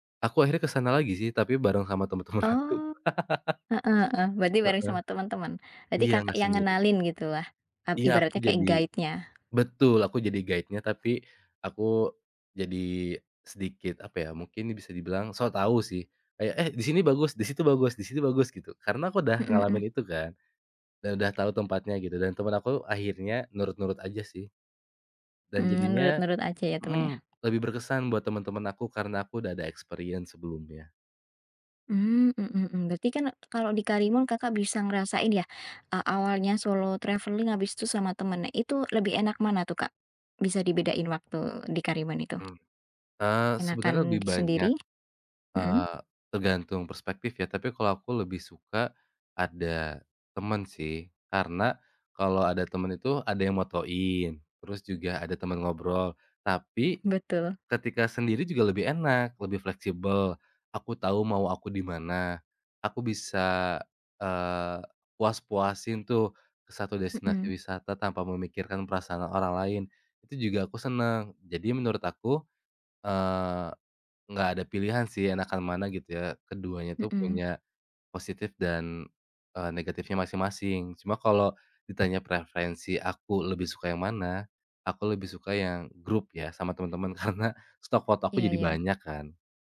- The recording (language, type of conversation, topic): Indonesian, podcast, Apa saranmu untuk orang yang ingin bepergian sendirian?
- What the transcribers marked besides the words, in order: laughing while speaking: "temen-temen"; laugh; other background noise; tapping; in English: "guide-nya"; in English: "guide-nya"; in English: "experience"; in English: "travelling"; laughing while speaking: "Karena"